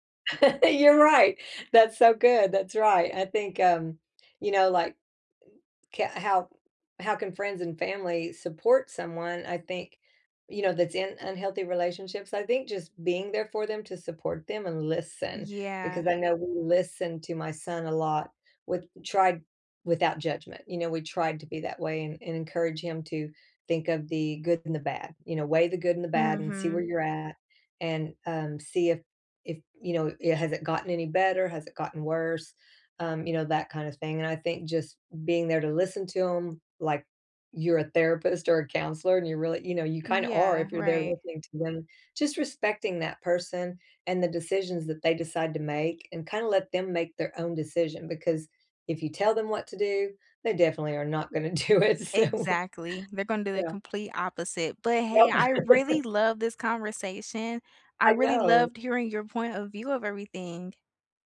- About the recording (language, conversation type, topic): English, unstructured, Why do some people stay in unhealthy relationships?
- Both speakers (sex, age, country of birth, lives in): female, 20-24, United States, United States; female, 60-64, United States, United States
- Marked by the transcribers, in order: chuckle; laughing while speaking: "do it, so"; chuckle